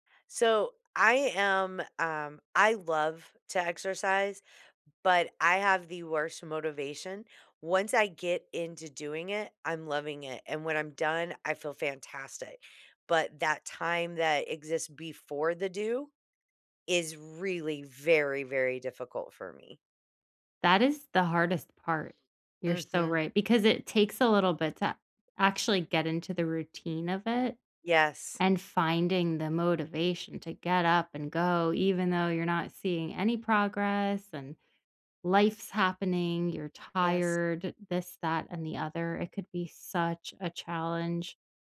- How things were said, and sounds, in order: tapping; stressed: "really"
- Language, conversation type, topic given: English, unstructured, How do you measure progress in hobbies that don't have obvious milestones?